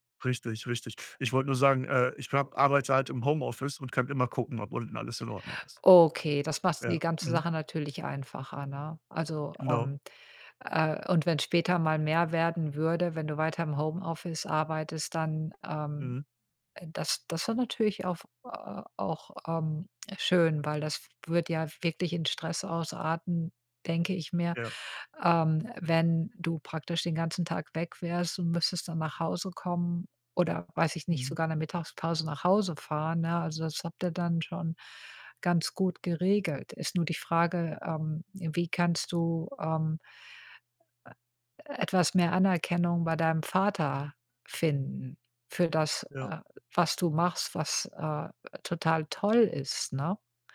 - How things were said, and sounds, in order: none
- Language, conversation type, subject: German, advice, Wie lässt sich die Pflege eines nahen Angehörigen mit deinen beruflichen Verpflichtungen vereinbaren?